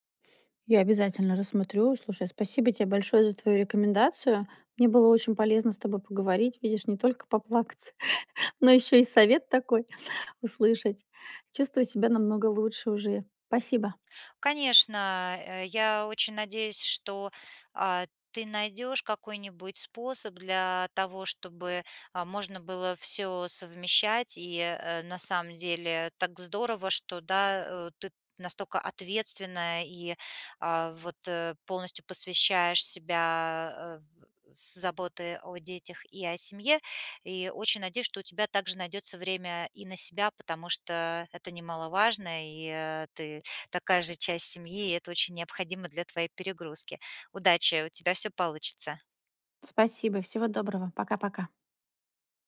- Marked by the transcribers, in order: gasp; "настолько" said as "настоко"
- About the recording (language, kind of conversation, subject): Russian, advice, Как справляться с семейными обязанностями, чтобы регулярно тренироваться, высыпаться и вовремя питаться?